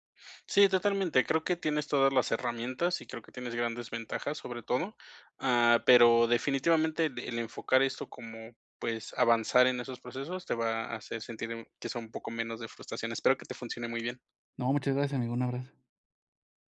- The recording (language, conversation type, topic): Spanish, advice, ¿Cómo puedo aceptar que mis planes a futuro ya no serán como los imaginaba?
- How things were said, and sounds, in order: none